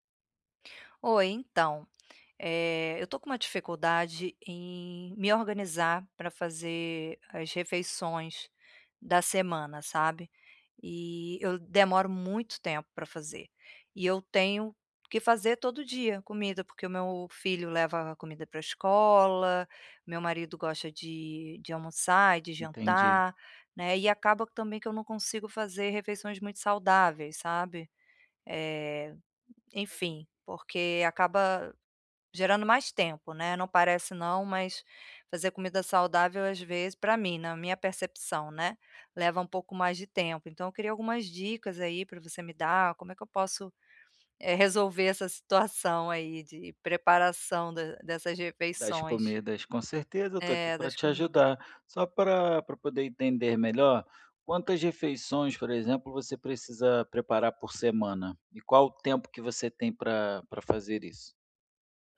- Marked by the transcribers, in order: other background noise; tapping
- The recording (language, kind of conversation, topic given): Portuguese, advice, Como posso preparar refeições saudáveis em menos tempo?